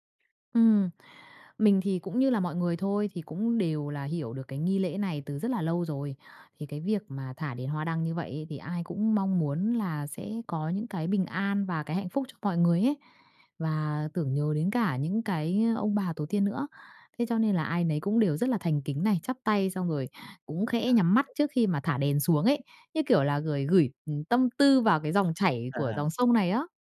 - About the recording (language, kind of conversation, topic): Vietnamese, podcast, Bạn có thể kể về một lần bạn thử tham gia lễ hội địa phương không?
- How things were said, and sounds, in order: tapping; unintelligible speech